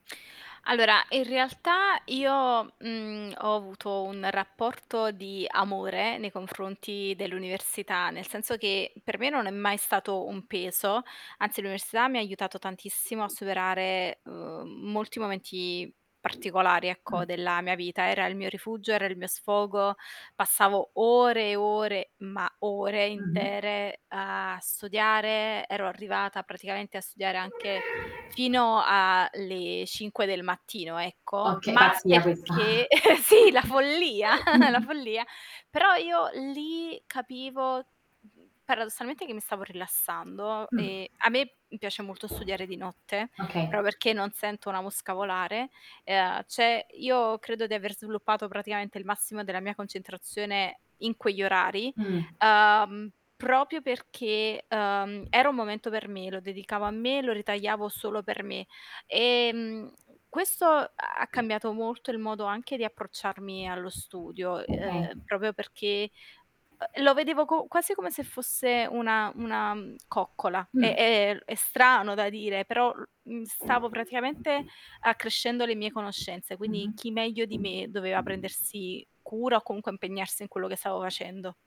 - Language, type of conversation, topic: Italian, podcast, Che cosa ti motiva a rimetterti a studiare quando perdi la voglia?
- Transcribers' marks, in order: other noise; other background noise; "l'università" said as "unversità"; static; stressed: "ore"; tapping; chuckle; laughing while speaking: "sì, la follia"; chuckle; distorted speech; chuckle; "proprio" said as "propr"; "cioè" said as "ceh"; "proprio" said as "propio"; "proprio" said as "propio"